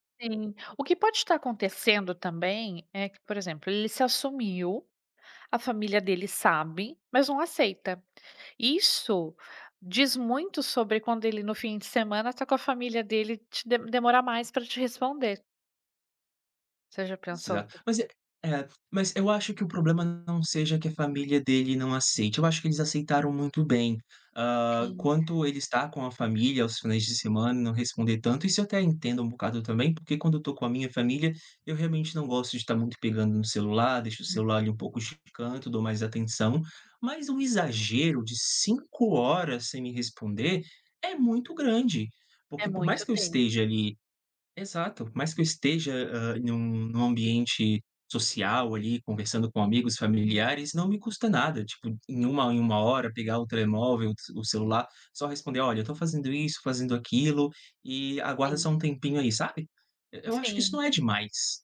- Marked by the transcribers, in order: other noise; tapping
- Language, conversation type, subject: Portuguese, advice, Como você lida com a falta de proximidade em um relacionamento à distância?